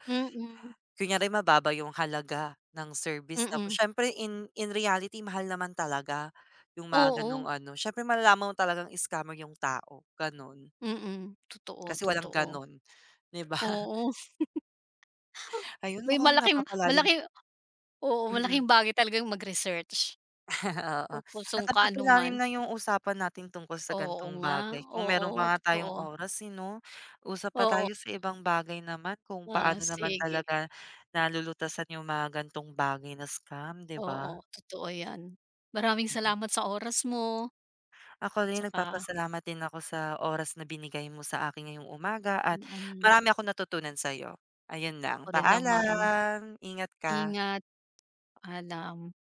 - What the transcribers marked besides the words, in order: other background noise; laughing while speaking: "'di ba?"; laugh; chuckle; "papailalim" said as "papilalim"; "anuman" said as "kanuman"
- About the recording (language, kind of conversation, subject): Filipino, unstructured, Bakit sa tingin mo maraming tao ang nabibiktima ng mga panlilinlang tungkol sa pera?